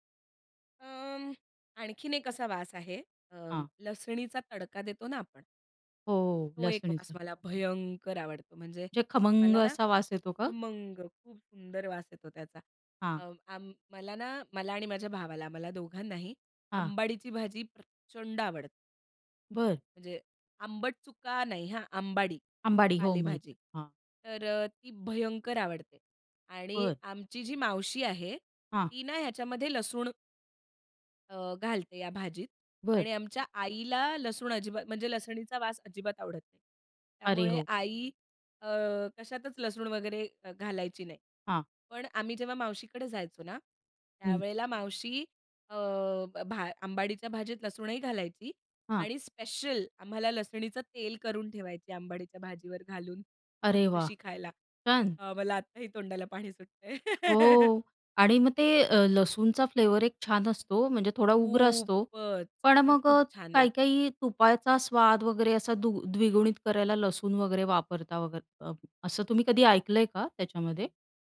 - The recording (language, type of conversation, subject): Marathi, podcast, घरच्या रेसिपींच्या गंधाचा आणि स्मृतींचा काय संबंध आहे?
- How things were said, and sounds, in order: tapping; chuckle; drawn out: "खूपच!"; "तुपाचा" said as "तुपायचा"